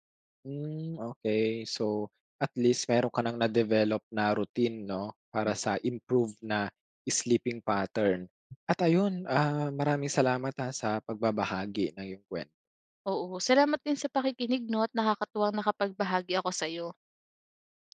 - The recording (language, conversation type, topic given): Filipino, podcast, Ano ang karaniwan mong ginagawa sa telepono mo bago ka matulog?
- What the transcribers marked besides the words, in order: in English: "sleeping pattern"; tapping